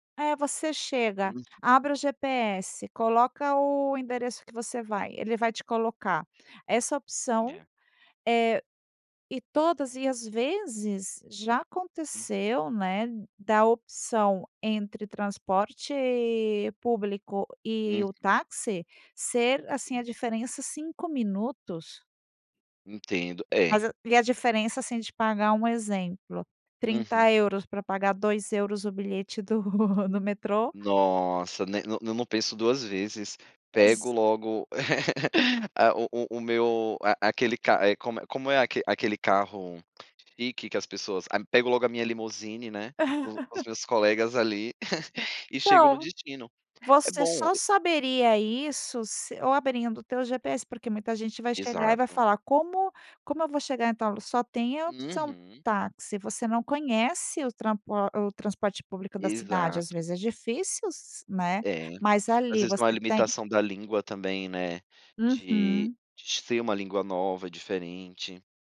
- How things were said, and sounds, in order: other background noise; laugh; chuckle; chuckle
- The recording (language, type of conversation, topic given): Portuguese, podcast, Como você criou uma solução criativa usando tecnologia?